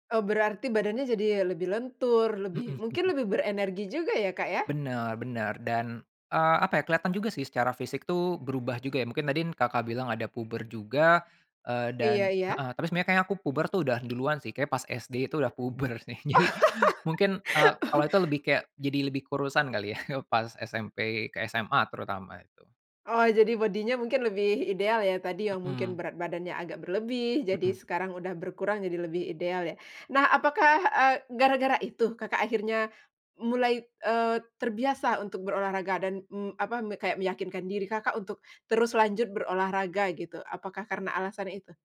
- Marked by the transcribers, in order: chuckle; "tadi" said as "tadin"; laugh; laughing while speaking: "puber sih, jadi"; laughing while speaking: "ya"
- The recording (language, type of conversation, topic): Indonesian, podcast, Bagaimana pengalamanmu membentuk kebiasaan olahraga rutin?